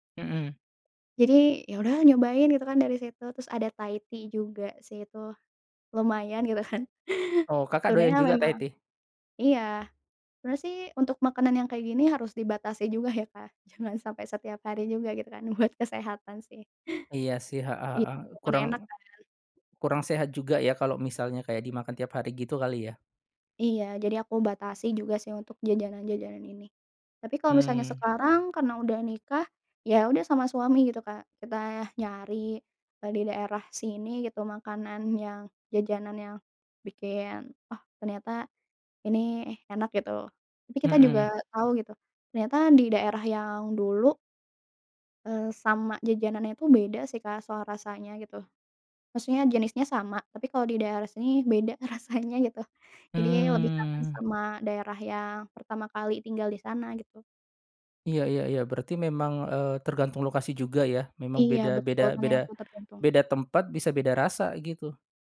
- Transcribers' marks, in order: chuckle; laughing while speaking: "buat"; laughing while speaking: "rasanya"; tapping; drawn out: "Mmm"
- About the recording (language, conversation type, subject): Indonesian, podcast, Apa makanan kaki lima favoritmu, dan kenapa kamu menyukainya?